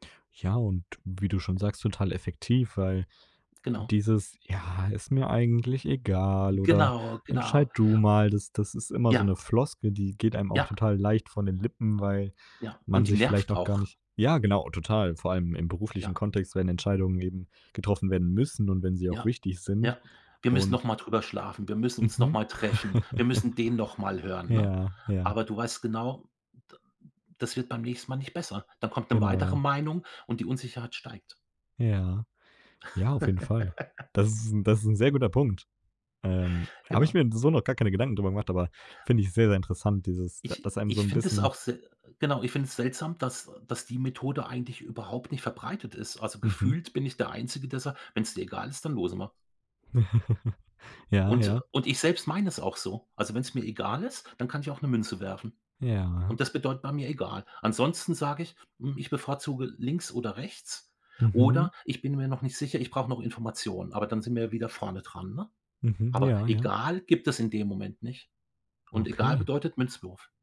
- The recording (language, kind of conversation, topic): German, podcast, Hast du eine Methode, um schnell Entscheidungen zu treffen?
- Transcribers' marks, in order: other background noise; chuckle; chuckle; chuckle